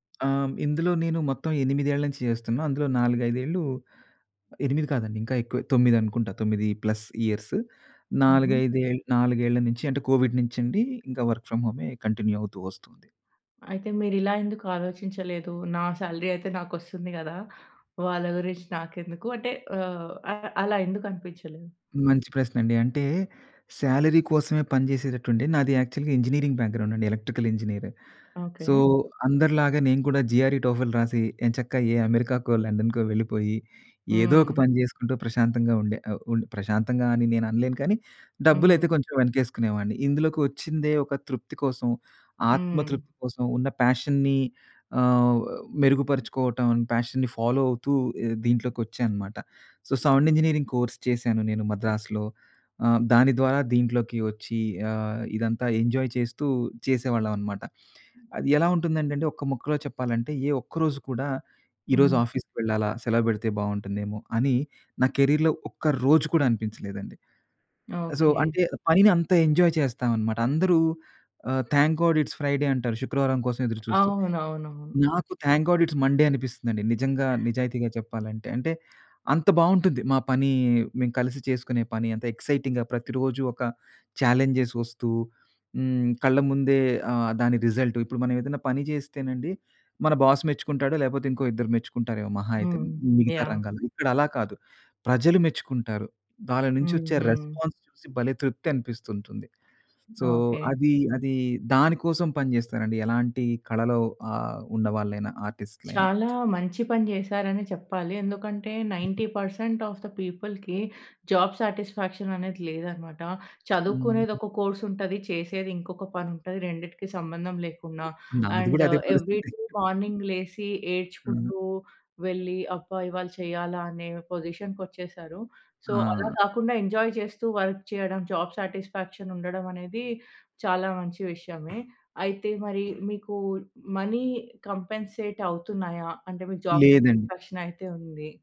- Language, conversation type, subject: Telugu, podcast, రిమోట్ వర్క్‌కు మీరు ఎలా అలవాటుపడ్డారు, దానికి మీ సూచనలు ఏమిటి?
- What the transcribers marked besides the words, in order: in English: "ప్లస్"; in English: "కోవిడ్"; in English: "వర్క్ ఫ్రమ్"; in English: "కంటిన్యూ"; in English: "సాలరీ"; in English: "శాలరీ"; in English: "యాక్చువల్‌గా"; in English: "ఇంజినీరింగ్ బ్యాక్‌గ్రౌండ్"; in English: "ఎలక్ట్రికల్ ఇంజనీర్. సో"; in English: "జీఆర్ఈ, టోఫెల్"; in English: "పాషన్‌ని"; in English: "పాషన్‌ని ఫాలో"; in English: "సో, సౌండ్ ఇంజినీరింగ్ కోర్స్"; in English: "ఎంజాయ్"; in English: "ఆఫీస్‌కి"; in English: "కెరియర్‌లో"; in English: "సో"; in English: "ఎంజాయ్"; in English: "థాంక్ గాడ్, ఇట్స్ ఫ్రైడే"; in English: "థాంక్ గాడ్ ఇట్స్ మండే"; other background noise; in English: "ఎక్సైటింగ్‌గా"; in English: "చాలెంజ్స్"; in English: "రిజల్ట్"; in English: "బాస్"; in English: "రెస్పాన్స్"; in English: "సో"; tapping; in English: "నైన్టీ పర్సెంట్ ఆఫ్ ది పీపుల్‌కి జాబ్ సాటిస్ఫాక్షన్"; in English: "కోర్స్"; in English: "అండ్ ఏవ్రీ డే మార్నింగ్"; in English: "పొజిషన్‌కొచ్చేసారు. సొ"; in English: "ఎంజాయ్"; in English: "వర్క్"; in English: "జాబ్ సాటిస్‌ఫాక్షన్"; in English: "మనీ కాంపెన్‌సేట్"; in English: "జాబ్ సాటిస్ఫాక్షన్"